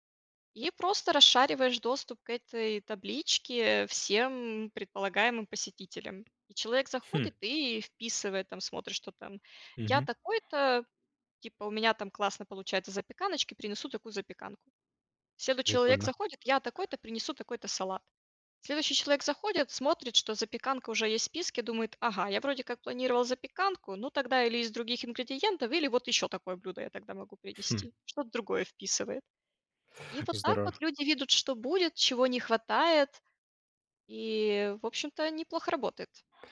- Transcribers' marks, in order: tapping; "видят" said as "видут"
- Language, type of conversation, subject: Russian, podcast, Как правильно организовать общий ужин, где каждый приносит своё блюдо?